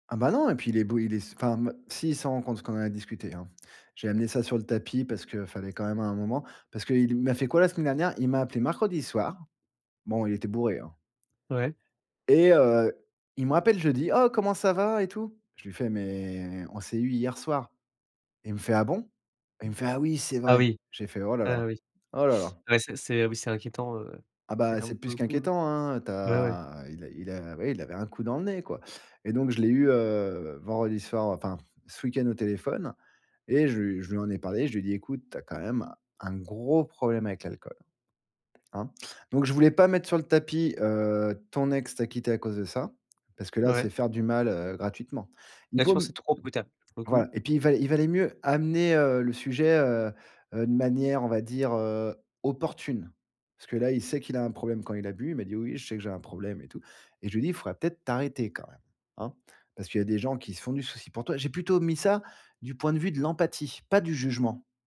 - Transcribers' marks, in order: none
- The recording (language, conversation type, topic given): French, podcast, Comment faire pour rester franc sans blesser les autres ?
- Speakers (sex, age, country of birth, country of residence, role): male, 20-24, France, France, host; male, 40-44, France, France, guest